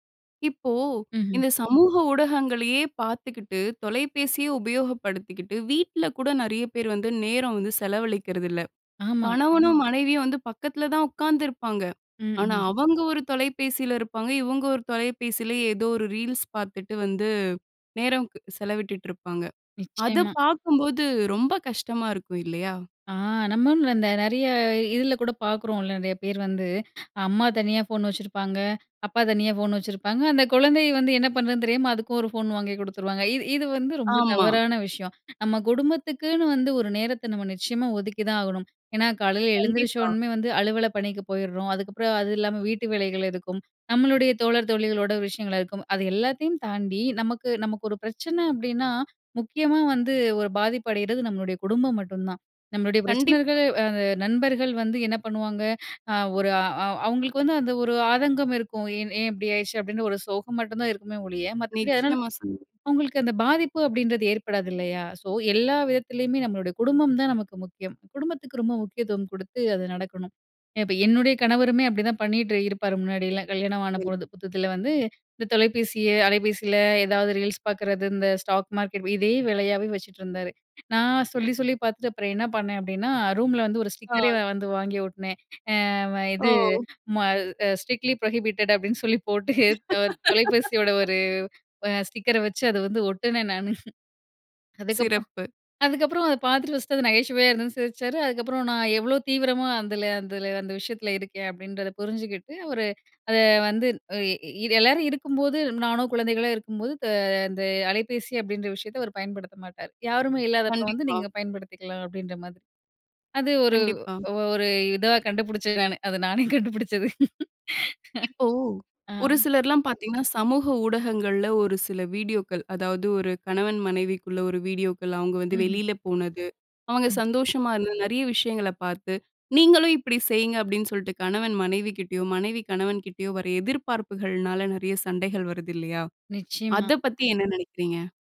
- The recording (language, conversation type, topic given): Tamil, podcast, சமூக ஊடகங்கள் உறவுகளை எவ்வாறு மாற்றி இருக்கின்றன?
- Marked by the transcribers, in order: other background noise; other noise; in English: "ஸ்டாக் மார்க்கெட்"; laugh; in English: "ஸ்ட்ரிக்ட்லி ப்ரோஹிபிட்டட்"; snort; laugh